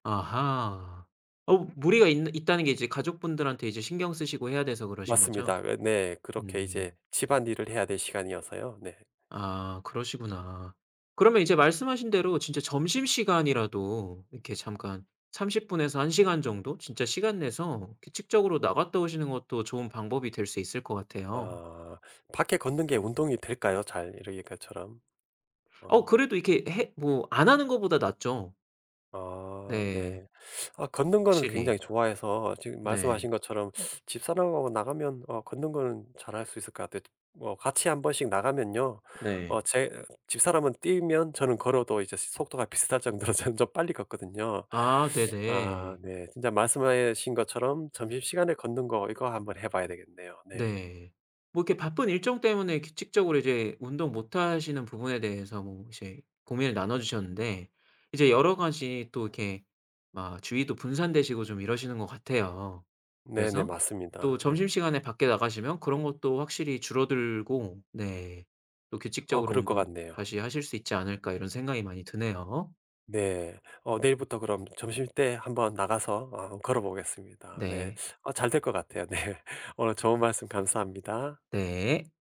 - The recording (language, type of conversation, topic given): Korean, advice, 바쁜 일정 때문에 규칙적으로 운동하지 못하는 상황을 어떻게 설명하시겠어요?
- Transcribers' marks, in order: tapping; other background noise; laughing while speaking: "정도로 저는"; laughing while speaking: "네"